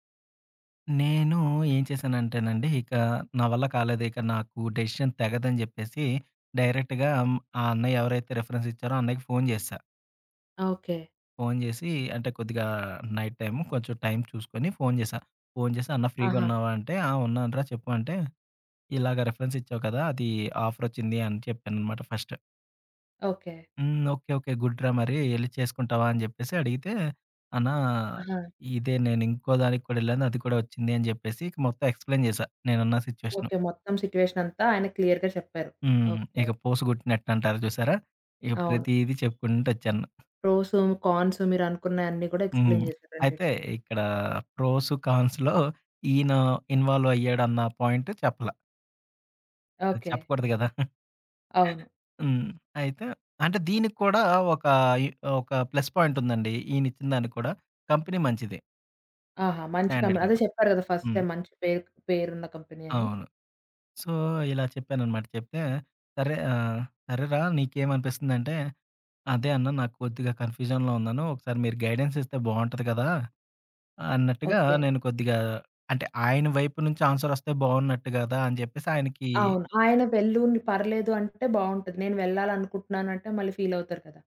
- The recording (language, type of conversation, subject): Telugu, podcast, రెండు ఆఫర్లలో ఒకదాన్నే ఎంపిక చేయాల్సి వస్తే ఎలా నిర్ణయం తీసుకుంటారు?
- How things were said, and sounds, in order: in English: "డెసిషన్"; in English: "డైరెక్ట్‌గా"; in English: "రిఫరెన్స్"; in English: "నైట్ టైమ్"; in English: "ఫ్రీగా"; in English: "రిఫరెన్స్"; in English: "ఫస్ట్"; in English: "గుడ్"; in English: "ఎక్స్‌ప్లెయిన్"; in English: "సిట్యుయేషన్"; in English: "క్లియర్‌గా"; other background noise; in English: "ఎక్స్‌ప్లెయిన్"; tapping; in English: "ఇన్వాల్వ్"; in English: "పాయింట్"; chuckle; in English: "ప్లస్ పాయింట్"; in English: "కంపెనీ"; in English: "కంపెనీ"; in English: "స్టాండర్డ్ కంప్"; in English: "కంపెనీ"; in English: "సో"; in English: "కన్ఫ్యూజన్‌లో"; in English: "గైడెన్స్"